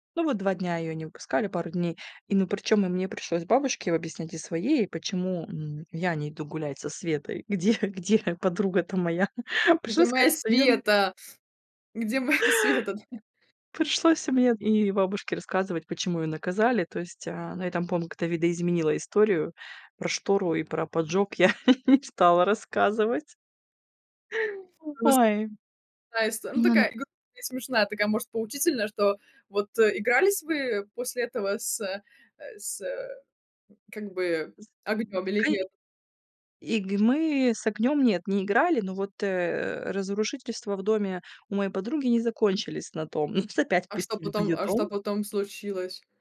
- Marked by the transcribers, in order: laughing while speaking: "где где"; laughing while speaking: "моя"; drawn out: "Света?"; sniff; laughing while speaking: "моя"; chuckle; laughing while speaking: "да?"; other background noise; laughing while speaking: "я"; laugh; chuckle; grunt; laughing while speaking: "Нас"
- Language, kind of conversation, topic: Russian, podcast, Какие приключения из детства вам запомнились больше всего?